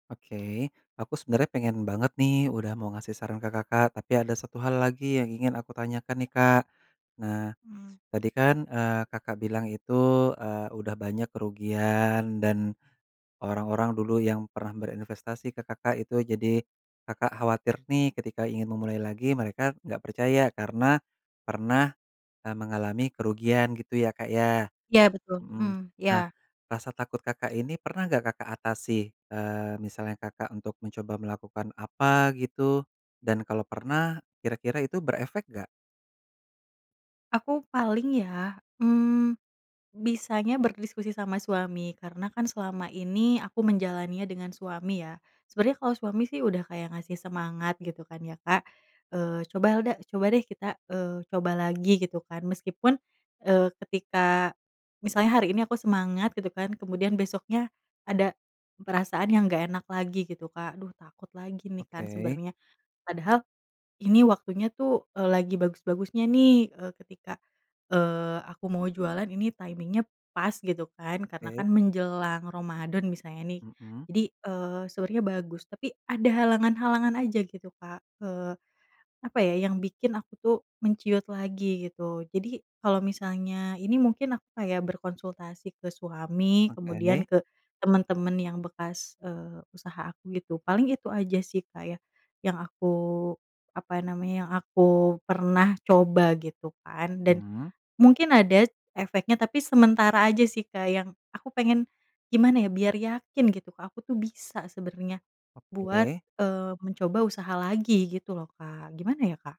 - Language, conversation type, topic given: Indonesian, advice, Bagaimana cara mengatasi trauma setelah kegagalan besar yang membuat Anda takut mencoba lagi?
- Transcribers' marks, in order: in English: "timing-nya"